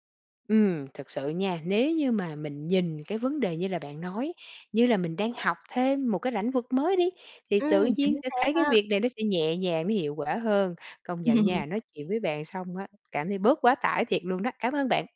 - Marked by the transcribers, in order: laugh
- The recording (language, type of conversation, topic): Vietnamese, advice, Bạn cảm thấy quá tải thế nào khi phải lo giấy tờ và các thủ tục hành chính mới phát sinh?